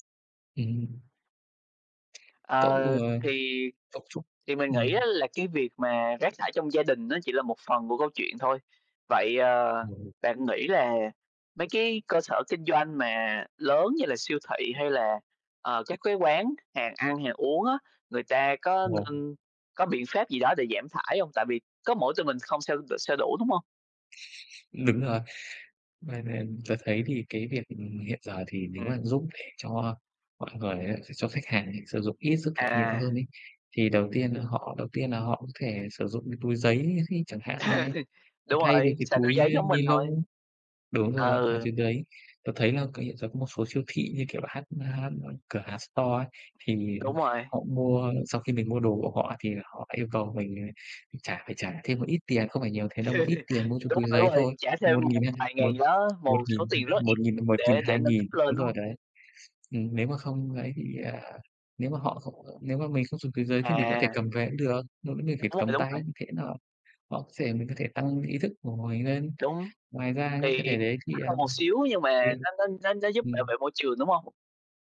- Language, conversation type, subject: Vietnamese, unstructured, Làm thế nào để giảm rác thải nhựa trong nhà bạn?
- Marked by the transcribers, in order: other background noise; tapping; laugh; in English: "store"; laugh